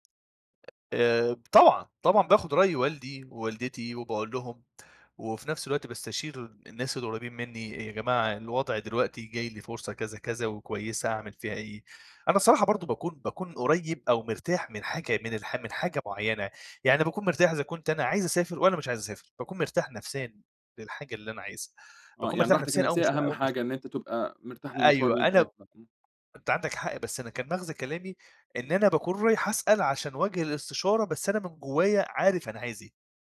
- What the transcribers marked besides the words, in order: tapping; other background noise
- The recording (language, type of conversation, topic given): Arabic, podcast, إزاي بتتعامل مع التغيير المفاجئ اللي بيحصل في حياتك؟